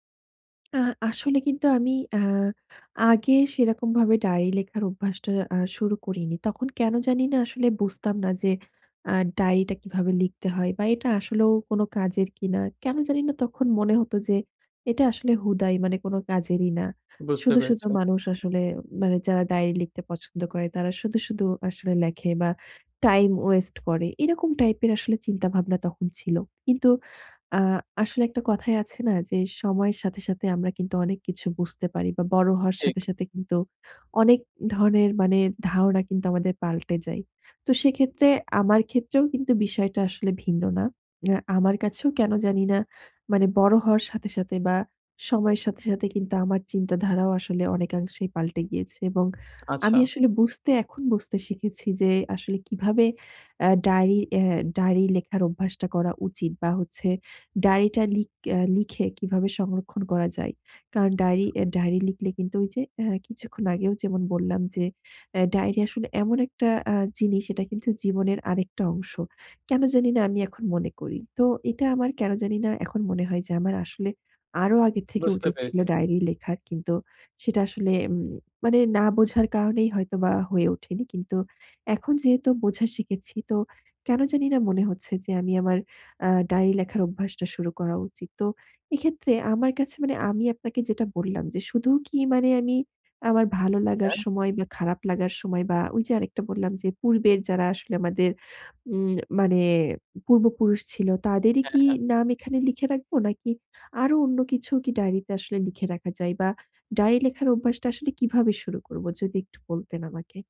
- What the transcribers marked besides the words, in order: in English: "টাইম ওয়েস্ট"
- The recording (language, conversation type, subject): Bengali, advice, কৃতজ্ঞতার দিনলিপি লেখা বা ডায়েরি রাখার অভ্যাস কীভাবে শুরু করতে পারি?